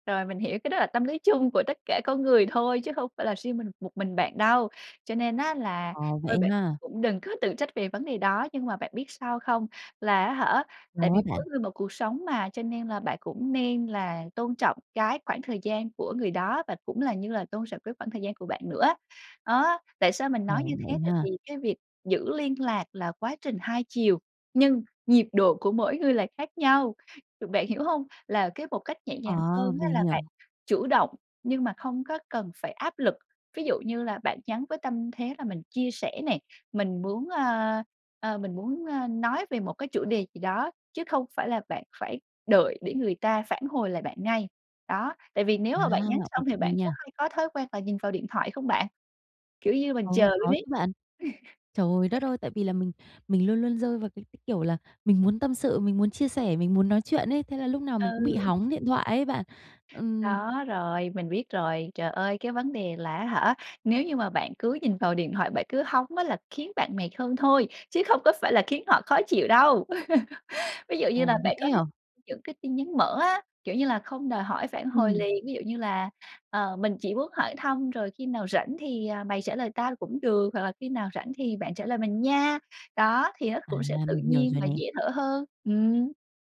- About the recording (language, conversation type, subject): Vietnamese, advice, Làm thế nào để giữ liên lạc mà không làm họ khó chịu?
- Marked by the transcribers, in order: laugh; tapping; laugh; other background noise; alarm